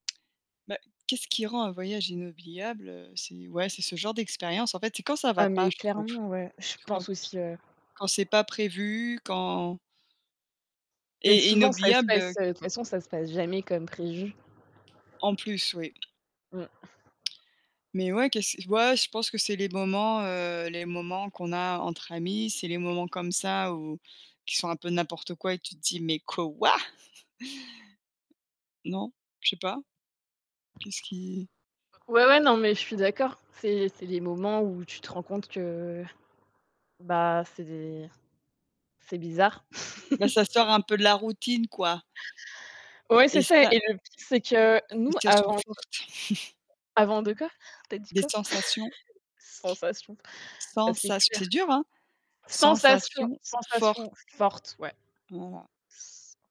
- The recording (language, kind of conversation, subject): French, unstructured, Qu’est-ce qui rend un voyage inoubliable selon toi ?
- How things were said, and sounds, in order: other background noise; distorted speech; static; tapping; stressed: "quoi"; laugh; chuckle; unintelligible speech; chuckle; chuckle; laughing while speaking: "Sensation"; stressed: "Sensation"; drawn out: "S"